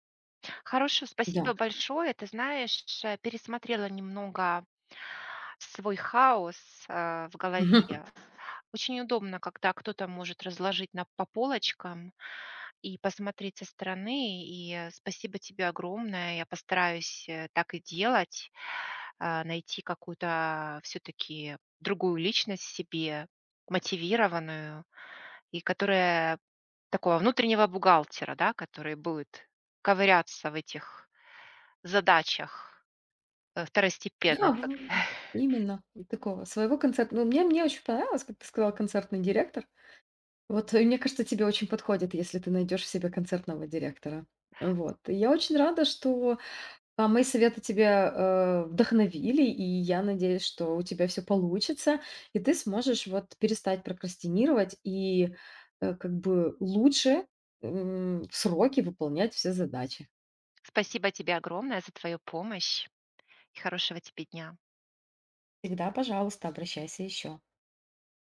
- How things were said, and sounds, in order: tapping; chuckle; other background noise; chuckle
- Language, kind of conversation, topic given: Russian, advice, Как справиться с постоянной прокрастинацией, из-за которой вы не успеваете вовремя завершать важные дела?